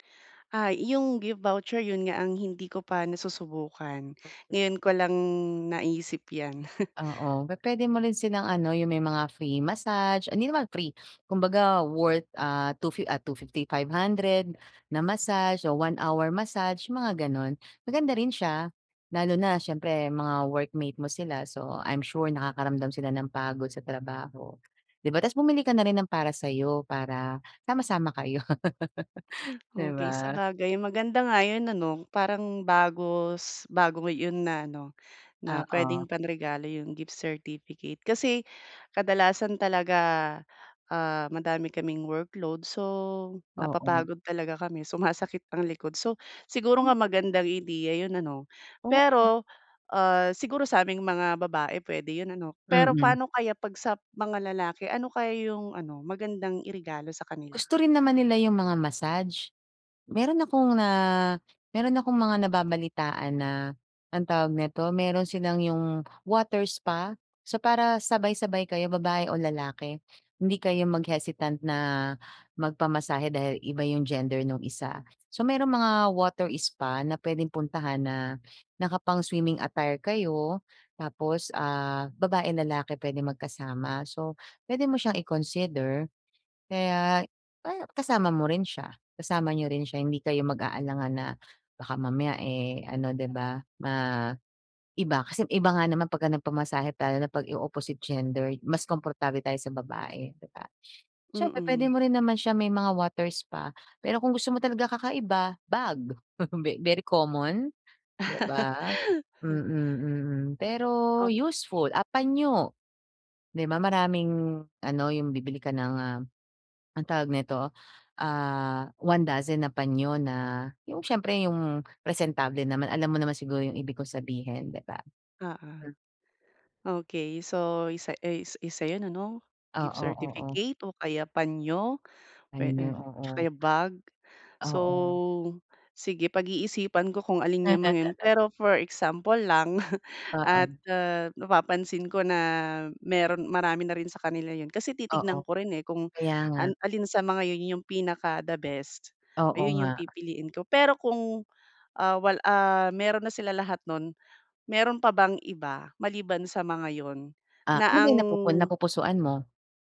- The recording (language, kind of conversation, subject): Filipino, advice, Paano ako pipili ng regalong magugustuhan nila?
- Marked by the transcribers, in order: in English: "gift voucher"; unintelligible speech; laugh; sniff; tapping; breath; laugh; laughing while speaking: "sumasakit"; other background noise; sniff; in English: "opposite gender"; sniff; giggle; laugh; laugh; chuckle